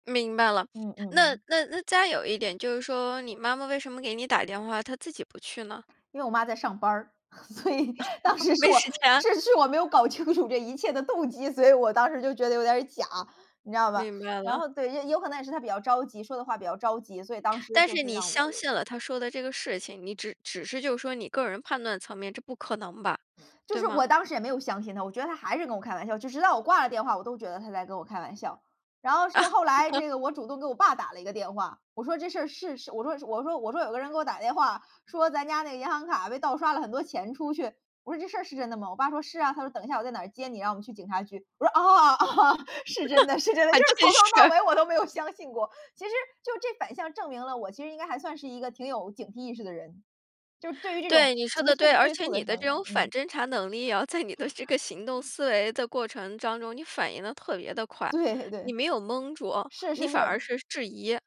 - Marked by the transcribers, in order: chuckle; laughing while speaking: "所以"; chuckle; laugh; laugh; laughing while speaking: "还真是"; laughing while speaking: "啊，啊"; laughing while speaking: "在你的"
- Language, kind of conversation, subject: Chinese, podcast, 遇到网络诈骗时，你有哪些防护经验？